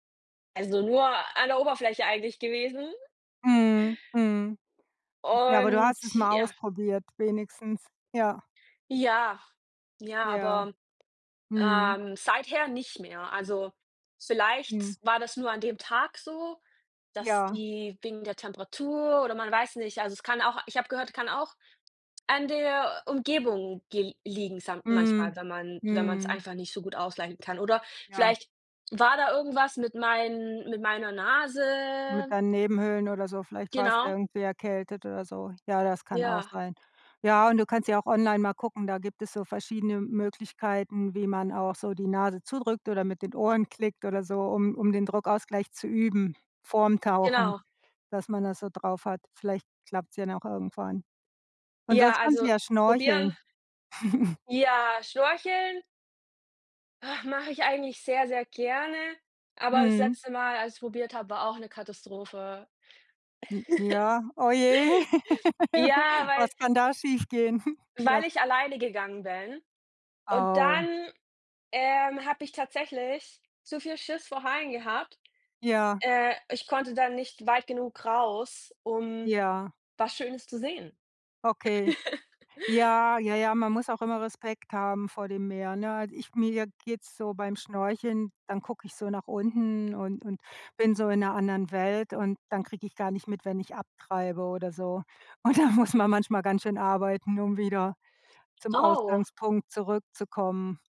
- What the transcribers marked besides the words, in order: drawn out: "Nase"; chuckle; laughing while speaking: "Oh je"; laugh; joyful: "Was kann da schiefgehen?"; chuckle; laughing while speaking: "Hm"; chuckle; laughing while speaking: "Und dann muss"; unintelligible speech
- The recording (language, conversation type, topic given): German, unstructured, Welche Sportarten machst du am liebsten und warum?